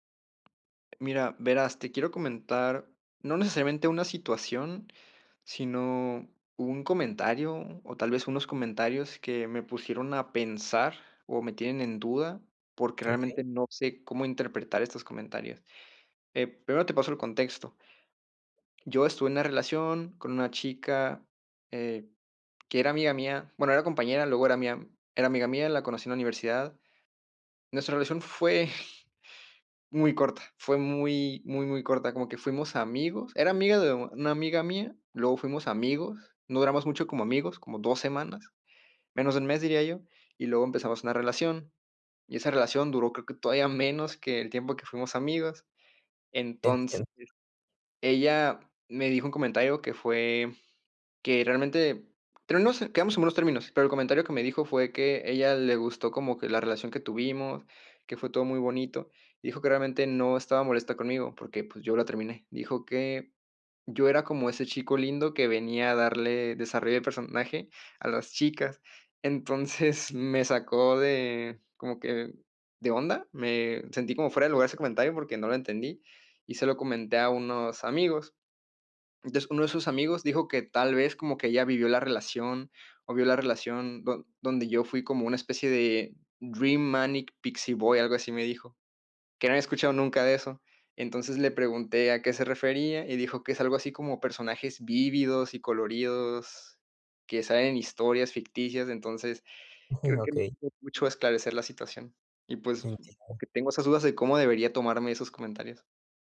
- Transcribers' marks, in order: tapping; chuckle; laughing while speaking: "Entonces"; in English: "Dream Manic Pixie Boy"
- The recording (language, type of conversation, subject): Spanish, advice, ¿Cómo puedo interpretar mejor comentarios vagos o contradictorios?